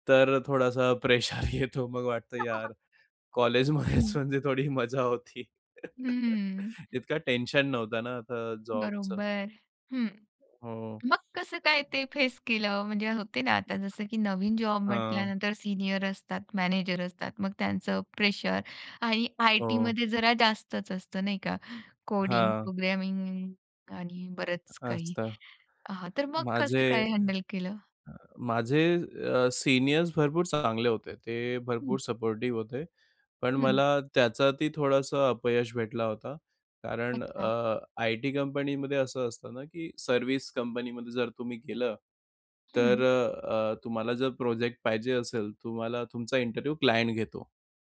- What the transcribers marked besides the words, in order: laughing while speaking: "प्रेशर येतो"; chuckle; laughing while speaking: "कॉलेजमध्येच म्हणजे थोडी मजा होती"; giggle; other background noise; in English: "कोडिंग, प्रोग्रामिंग"; in English: "हँडल"; sad: "पण मला त्याच्यातही थोडंसं अपयश भेटला होता"; in English: "इंटरव्ह्यू क्लायंट"
- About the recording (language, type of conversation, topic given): Marathi, podcast, अपयशानंतर तुम्ही पुन्हा सुरुवात कशी केली?